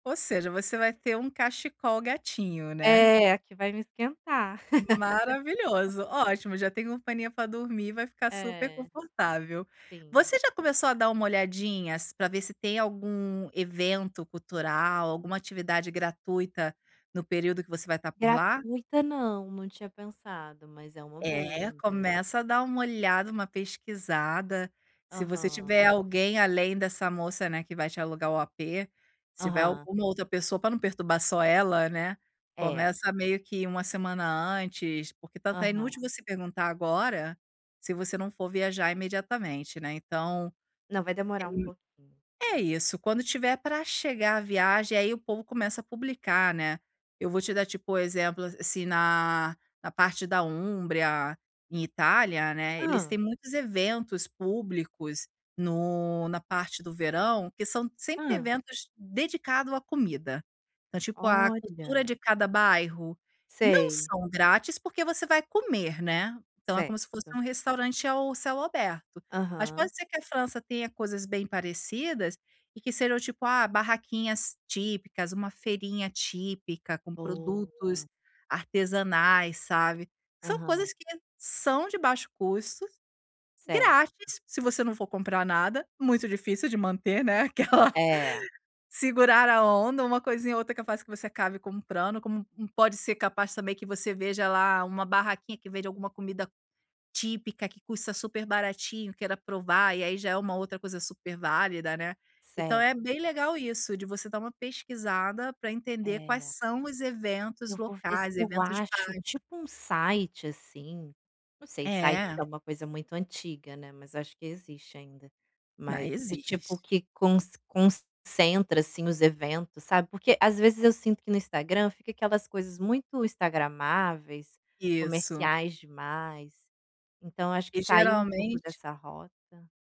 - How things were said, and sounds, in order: other background noise; laugh; tapping; unintelligible speech; laughing while speaking: "aquela"
- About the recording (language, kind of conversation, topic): Portuguese, advice, Como posso viajar com um orçamento limitado sem perder a diversão e as experiências locais?